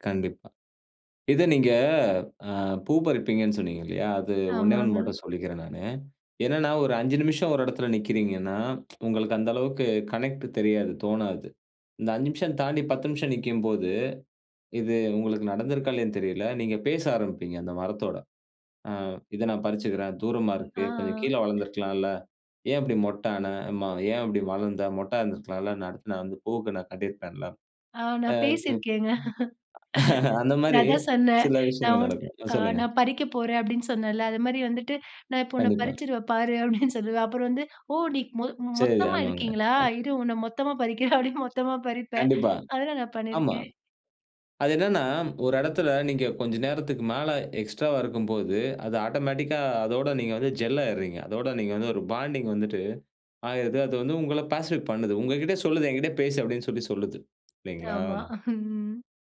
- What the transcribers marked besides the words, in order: tsk; in English: "கனெக்ட்"; drawn out: "ஆ"; chuckle; tapping; chuckle; laughing while speaking: "உன்ன பறிச்சிருவேன் பாரு அப்பிடீன்னு சொல்லுவேன்"; laughing while speaking: "இரு உன்ன மொத்தமா பறிக்கிறேன்"; in English: "எக்ஸ்ட்ராவா"; in English: "ஆட்டோமேட்டிக்கா"; in English: "ஜெல்"; in English: "பேசிஃபிக்"; chuckle
- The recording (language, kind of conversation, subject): Tamil, podcast, மனஅழுத்தத்தை குறைக்க வீட்டிலேயே செய்யக்கூடிய எளிய பழக்கங்கள் என்ன?